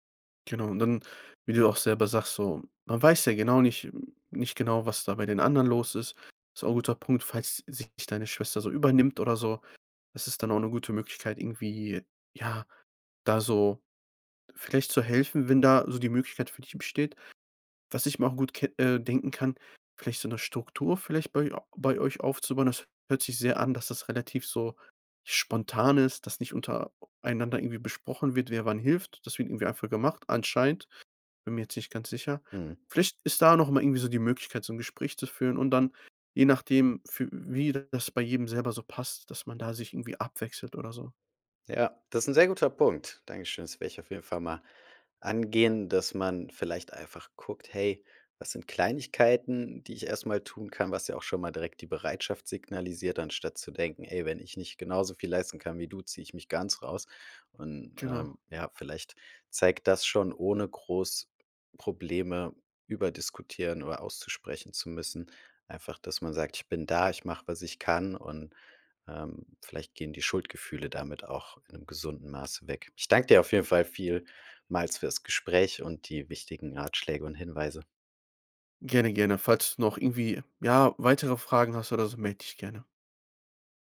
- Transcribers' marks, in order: other background noise
- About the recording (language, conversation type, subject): German, advice, Wie kann ich mit Schuldgefühlen gegenüber meiner Familie umgehen, weil ich weniger belastbar bin?